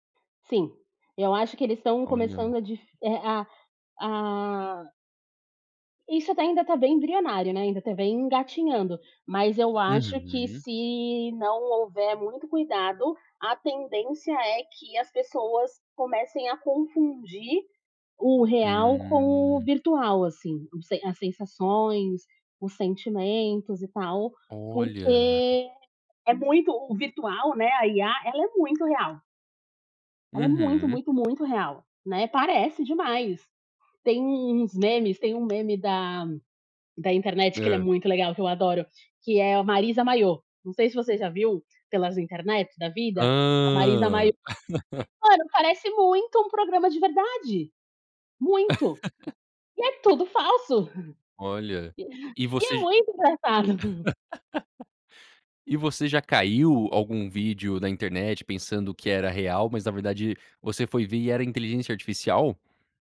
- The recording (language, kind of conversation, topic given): Portuguese, podcast, como criar vínculos reais em tempos digitais
- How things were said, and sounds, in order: drawn out: "Hum"; tapping; drawn out: "Hã"; laugh; laugh; chuckle; laugh; chuckle